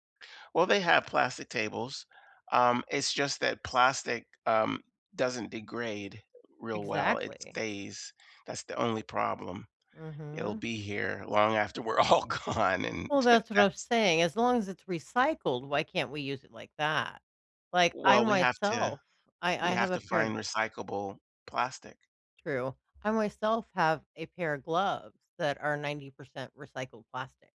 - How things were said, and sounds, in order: laughing while speaking: "we're all gone"
- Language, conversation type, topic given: English, unstructured, How do you feel about people cutting down forests for money?